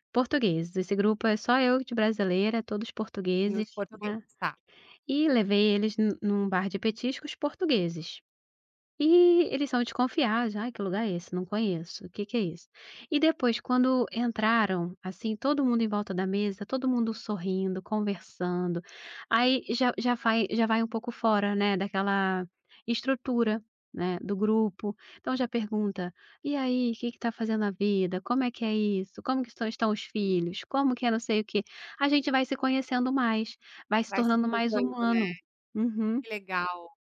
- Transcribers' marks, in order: none
- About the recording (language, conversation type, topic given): Portuguese, podcast, Como a comida influencia a sensação de pertencimento?